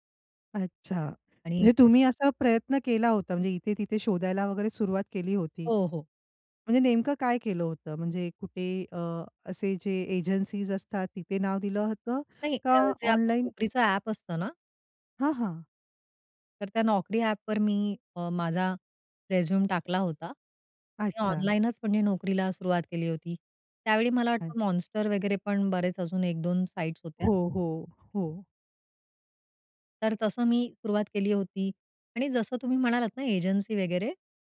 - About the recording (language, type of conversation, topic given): Marathi, podcast, पहिली नोकरी तुम्हाला कशी मिळाली आणि त्याचा अनुभव कसा होता?
- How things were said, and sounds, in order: none